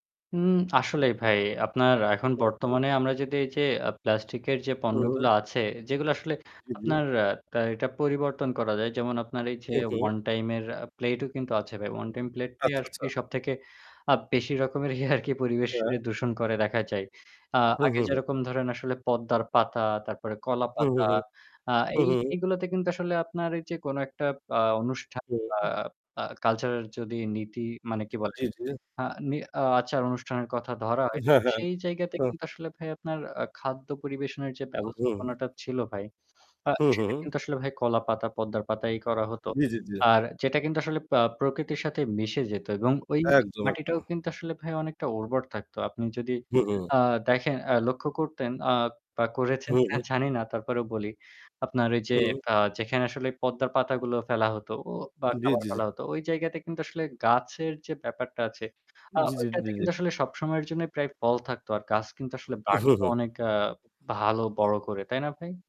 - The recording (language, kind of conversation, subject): Bengali, unstructured, আপনার কি মনে হয়, প্লাস্টিকের ব্যবহার কমানো সম্ভব?
- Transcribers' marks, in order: static; unintelligible speech; laughing while speaking: "বেশি রকমের আরকি"